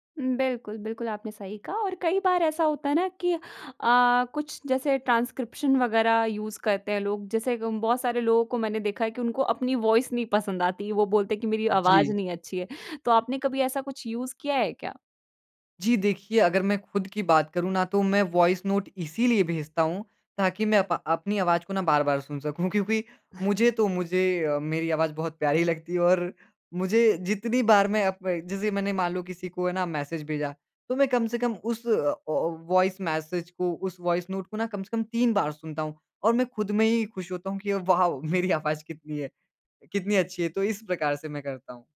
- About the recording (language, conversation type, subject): Hindi, podcast, वॉइस नोट और टेक्स्ट — तुम किसे कब चुनते हो?
- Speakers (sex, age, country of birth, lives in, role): female, 20-24, India, India, host; male, 20-24, India, India, guest
- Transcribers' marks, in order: in English: "ट्रांसक्रिप्शन"; in English: "यूज़"; in English: "वॉइस"; in English: "यूज़"; in English: "वॉइस नोट"; snort; in English: "मैसेज"; in English: "वॉइस मैसेज"; in English: "वॉइस नोट"; in English: "वाओ"; laughing while speaking: "मेरी आवाज़"